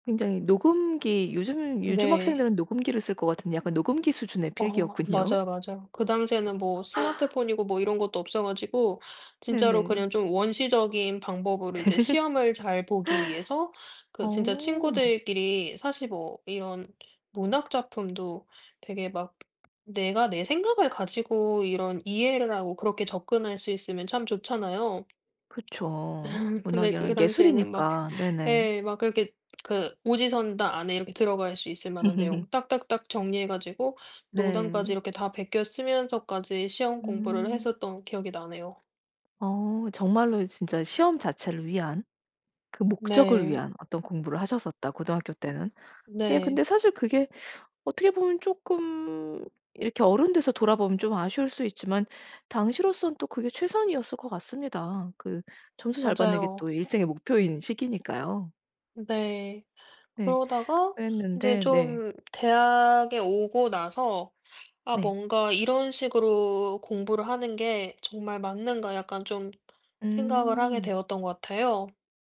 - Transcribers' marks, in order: laughing while speaking: "필기였군요"; tapping; laugh; other background noise; laugh; laughing while speaking: "막"; laugh
- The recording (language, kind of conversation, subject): Korean, podcast, 자신의 공부 습관을 완전히 바꾸게 된 계기가 있으신가요?